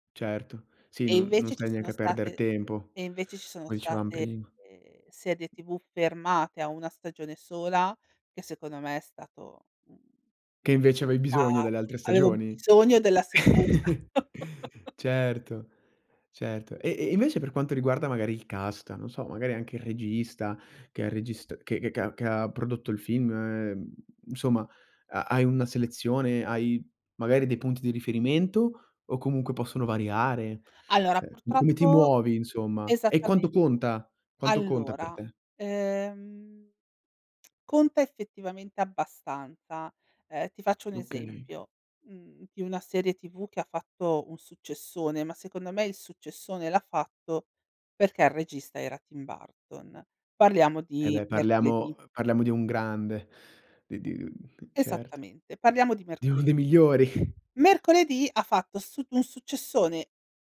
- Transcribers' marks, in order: tapping; drawn out: "peccato"; laugh; "insomma" said as "nsomma"; drawn out: "ehm"; other background noise; laughing while speaking: "di uno dei migliori"
- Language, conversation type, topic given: Italian, podcast, Come scegli cosa guardare su Netflix o su altre piattaforme simili?
- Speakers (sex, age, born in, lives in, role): female, 40-44, Italy, Spain, guest; male, 20-24, Italy, Italy, host